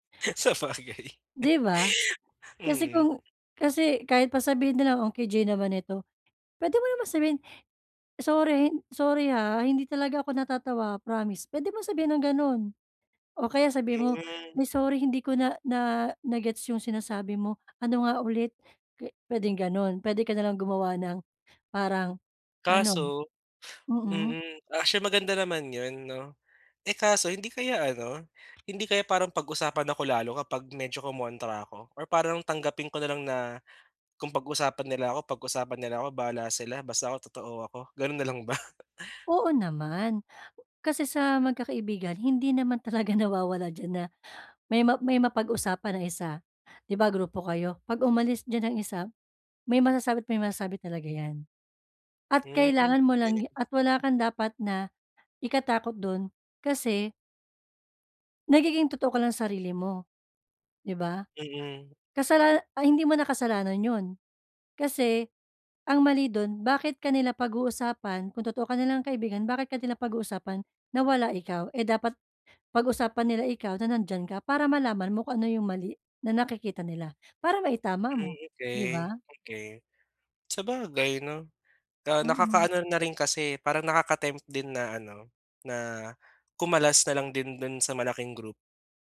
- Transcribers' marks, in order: laughing while speaking: "Sabagay"; laugh; laughing while speaking: "ba?"
- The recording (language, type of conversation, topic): Filipino, advice, Paano ako mananatiling totoo sa sarili habang nakikisama sa mga kaibigan?
- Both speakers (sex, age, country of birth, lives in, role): female, 35-39, Philippines, Philippines, advisor; male, 25-29, Philippines, Philippines, user